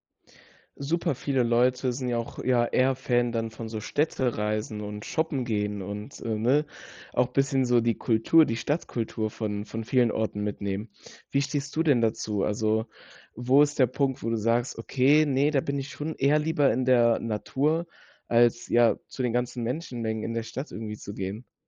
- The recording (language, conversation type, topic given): German, podcast, Was fasziniert dich mehr: die Berge oder die Küste?
- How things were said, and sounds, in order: none